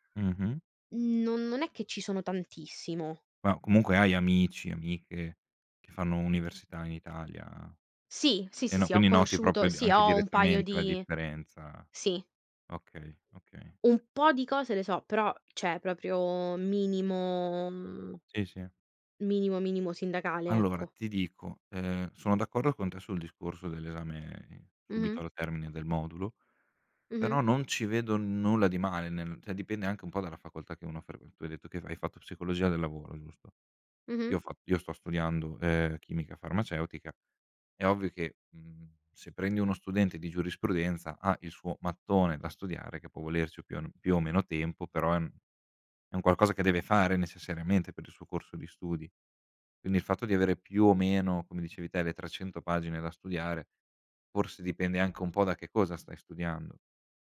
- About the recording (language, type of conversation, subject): Italian, unstructured, Credi che la scuola sia uguale per tutti gli studenti?
- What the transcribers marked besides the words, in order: "proprio" said as "propio"; "cioè" said as "ceh"; "cioè" said as "ceh"